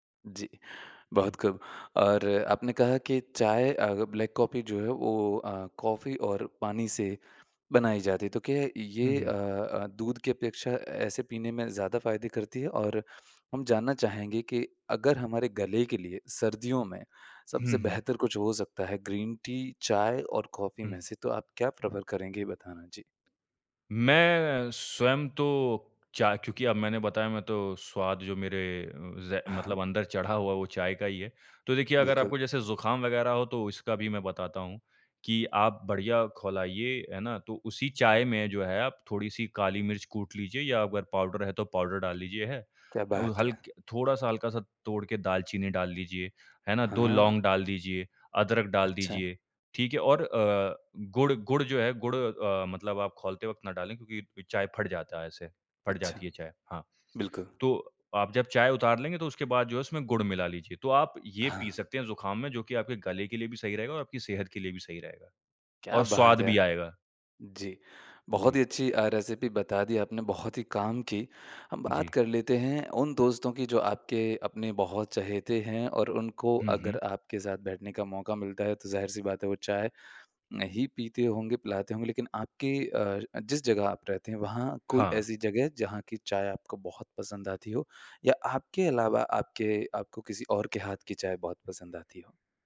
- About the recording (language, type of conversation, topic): Hindi, podcast, चाय या कॉफ़ी आपके ध्यान को कैसे प्रभावित करती हैं?
- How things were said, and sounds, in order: tapping; in English: "प्रेफ़र"; in English: "रेसिपी"